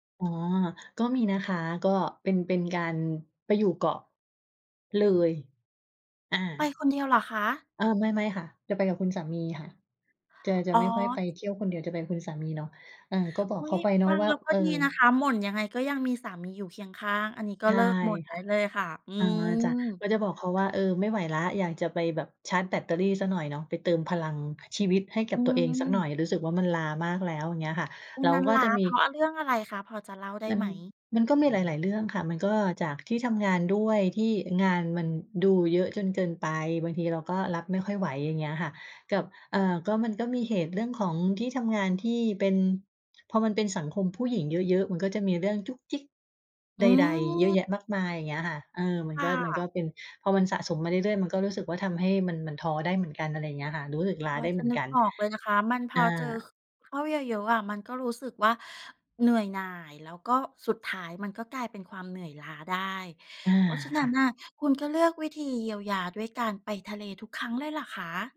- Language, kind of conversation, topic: Thai, podcast, เล่าเรื่องหนึ่งที่คุณเคยเจอแล้วรู้สึกว่าได้เยียวยาจิตใจให้ฟังหน่อยได้ไหม?
- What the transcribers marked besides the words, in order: other background noise; inhale